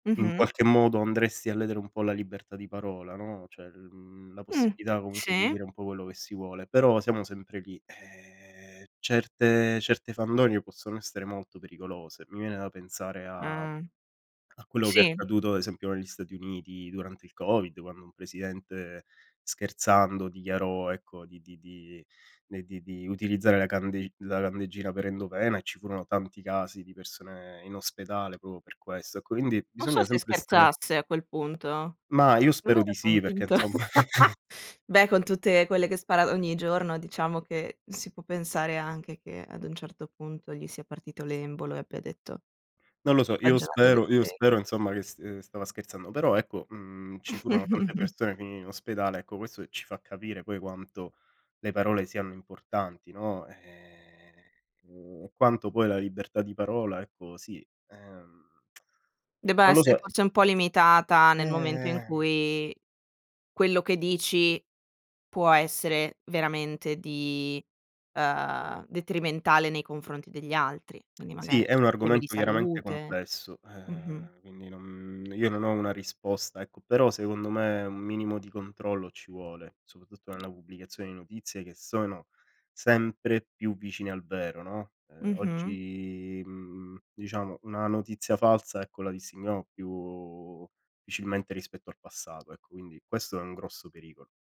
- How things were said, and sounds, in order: "cioè" said as "ceh"; drawn out: "ehm"; "proprio" said as "propo"; chuckle; other background noise; chuckle; drawn out: "ehm"; tsk; drawn out: "Ehm"; tapping; drawn out: "oggi"; drawn out: "più"; "difficilmente" said as "ficilmente"
- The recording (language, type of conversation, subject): Italian, podcast, Quali criteri usi per valutare se una risorsa è affidabile?